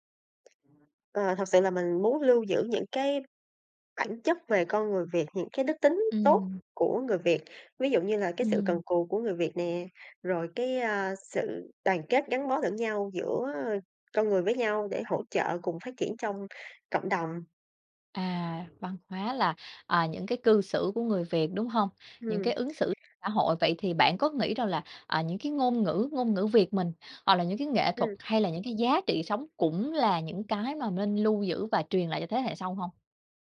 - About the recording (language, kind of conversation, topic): Vietnamese, podcast, Bạn muốn truyền lại những giá trị văn hóa nào cho thế hệ sau?
- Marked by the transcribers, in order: tapping; other background noise